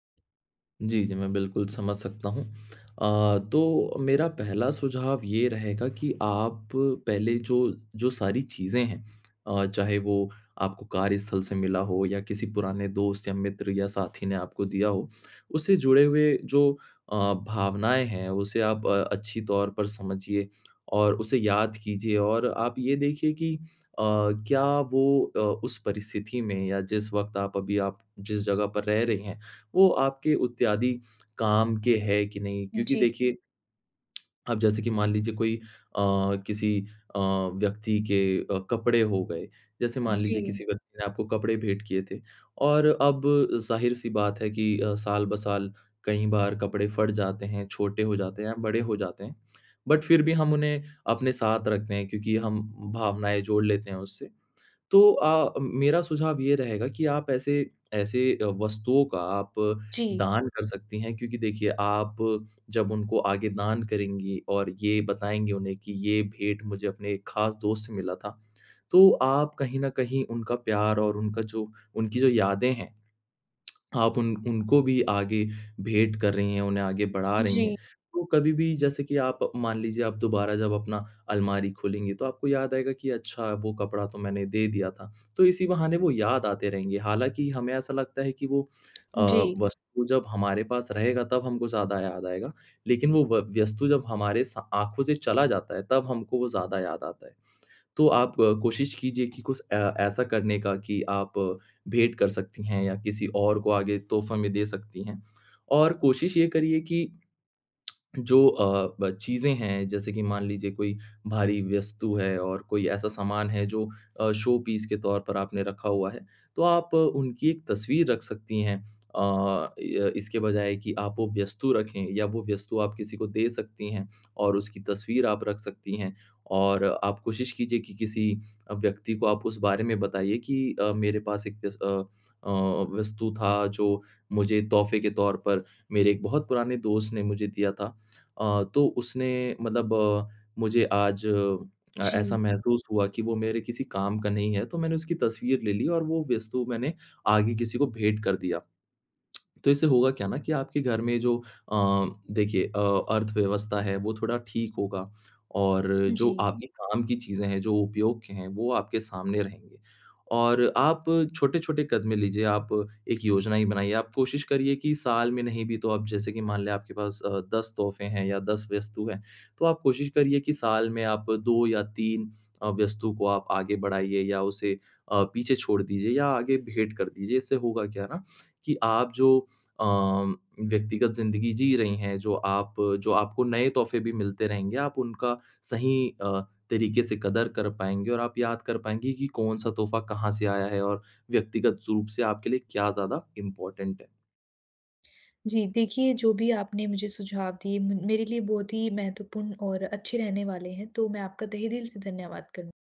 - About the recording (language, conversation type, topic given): Hindi, advice, उपहारों और यादगार चीज़ों से घर भर जाने पर उन्हें छोड़ना मुश्किल क्यों लगता है?
- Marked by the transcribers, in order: other background noise; tongue click; in English: "बट"; tongue click; tapping; tongue click; in English: "शो पीस"; tongue click; in English: "इम्पोर्टेंट"